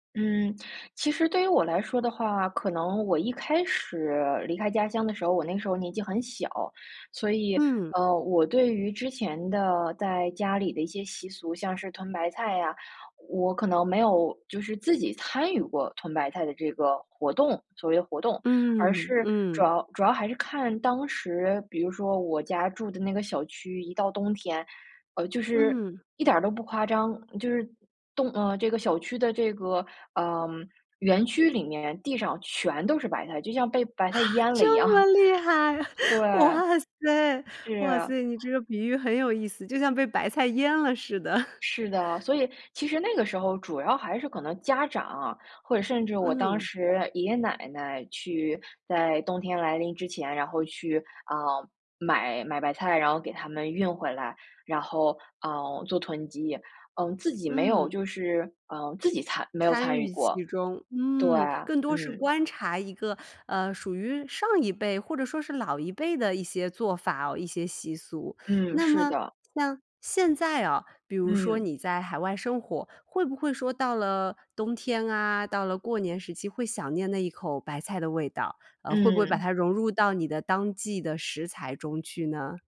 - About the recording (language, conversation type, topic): Chinese, podcast, 离开家乡后，你是如何保留或调整原本的习俗的？
- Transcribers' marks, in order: laughing while speaking: "哈，这么厉害！哇塞，哇塞，你 … 白菜淹了似的"; chuckle